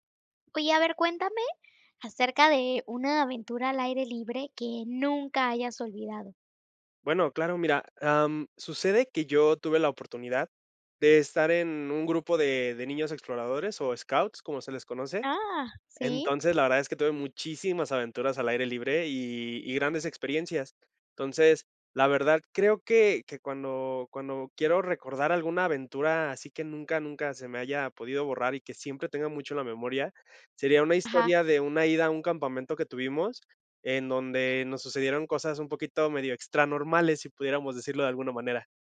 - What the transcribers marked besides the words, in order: other background noise
- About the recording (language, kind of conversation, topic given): Spanish, podcast, ¿Cuál es una aventura al aire libre que nunca olvidaste?